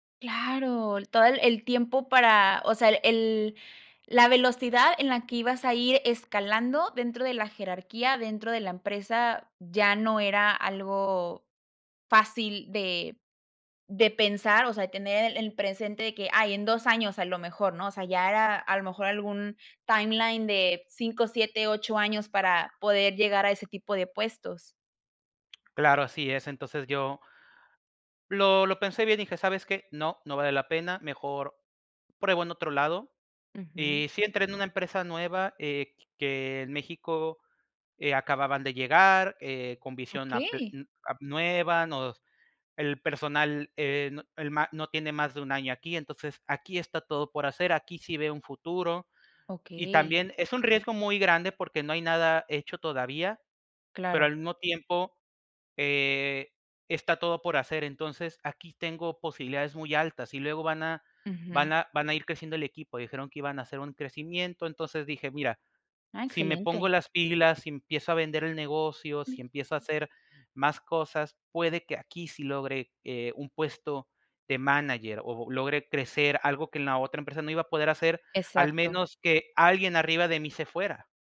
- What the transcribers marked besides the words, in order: other background noise; tapping
- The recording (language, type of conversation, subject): Spanish, podcast, ¿Cómo sabes cuándo es hora de cambiar de trabajo?